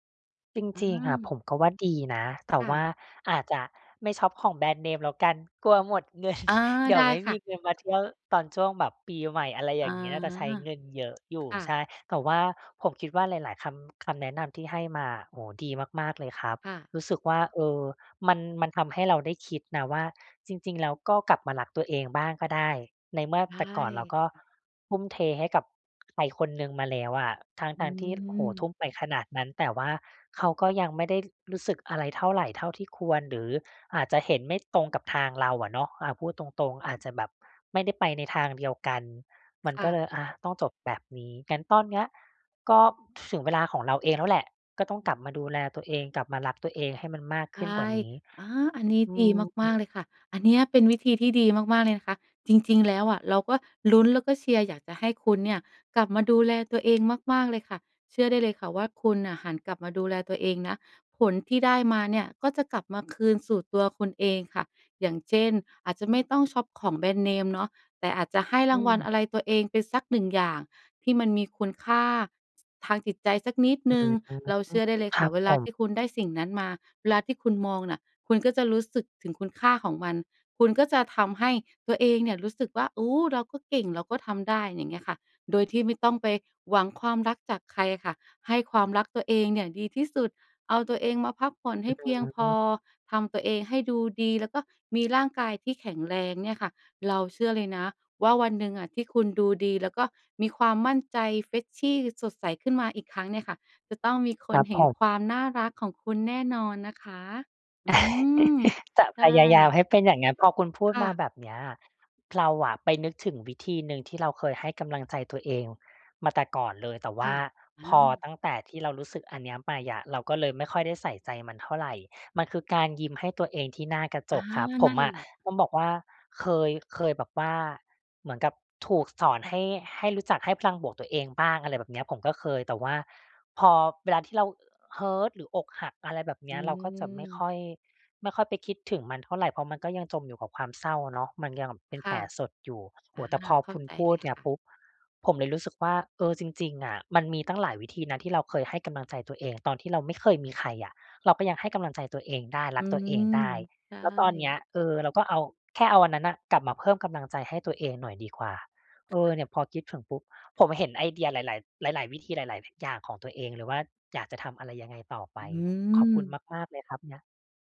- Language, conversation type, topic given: Thai, advice, ฉันจะฟื้นฟูความมั่นใจในตัวเองหลังเลิกกับคนรักได้อย่างไร?
- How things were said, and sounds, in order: laughing while speaking: "เงิน"; chuckle; in English: "Hurt"